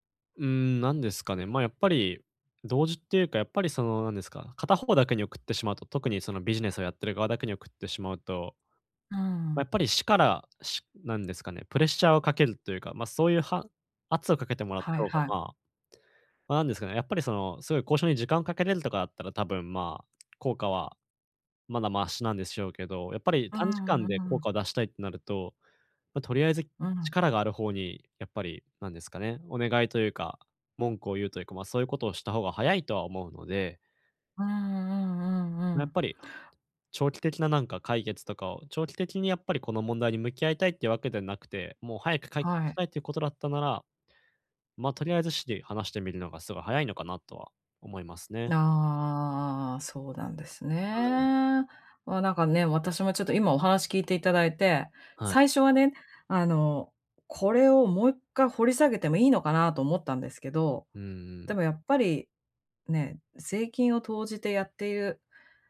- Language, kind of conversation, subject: Japanese, advice, 反論すべきか、それとも手放すべきかをどう判断すればよいですか？
- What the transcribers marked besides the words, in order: none